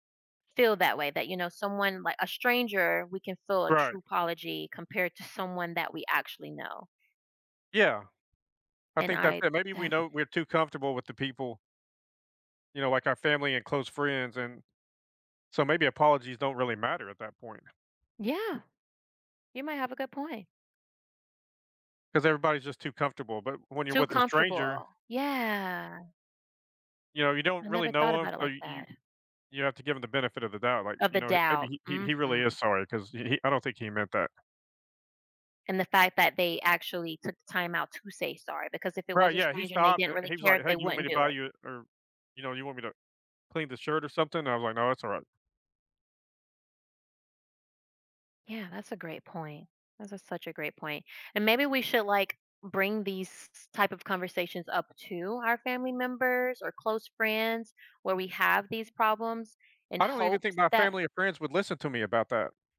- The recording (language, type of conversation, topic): English, unstructured, What makes an apology truly meaningful to you?
- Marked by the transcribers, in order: other background noise